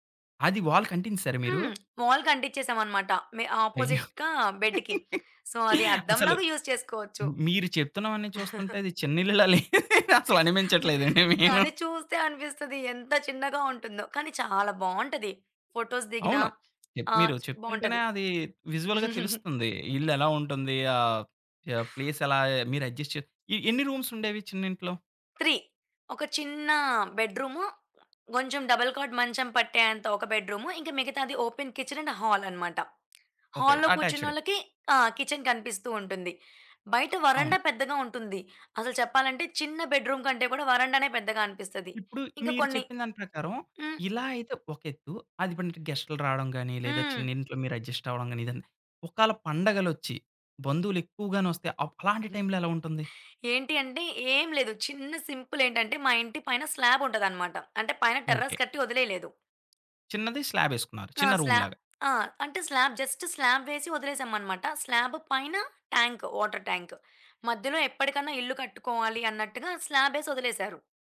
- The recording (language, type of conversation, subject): Telugu, podcast, చిన్న ఇళ్లలో స్థలాన్ని మీరు ఎలా మెరుగ్గా వినియోగించుకుంటారు?
- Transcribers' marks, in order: in English: "వాల్‌కి"; tapping; in English: "వాల్‌కి"; laughing while speaking: "అయ్యో! అసలు మి మీరు చెప్తున్నవన్నీ చూస్తుంటే అది చిన్నిల్లులాలే అసలు అనిపించట్లేదండి మెయిను"; in English: "ఆపోజిట్‌గా బెడ్‌కి. సో"; in English: "యూజ్"; chuckle; other background noise; in English: "ఫోటోస్"; in English: "విజువల్‌గా"; chuckle; in English: "అడ్జస్ట్"; in English: "రూమ్స్"; in English: "త్రీ"; in English: "బెడ్రూమ్"; in English: "డబుల్ కాట్"; in English: "బెడ్రూమ్"; in English: "ఓపెన్ కిచెన్ అండ్ హాల్"; in English: "హాల్‌లో"; in English: "అటాచ్డ్"; in English: "కిచెన్"; in English: "బెడ్రూమ్"; in English: "అడ్జస్ట్"; in English: "సింపుల్"; in English: "స్లాబ్"; in English: "టెర్రస్"; in English: "రూమ్‌లాగా"; in English: "స్లాబ్"; in English: "స్లాబ్. జస్ట్ స్లాబ్"; in English: "స్లాబ్"; in English: "ట్యాంక్, వాటర్ ట్యాంక్"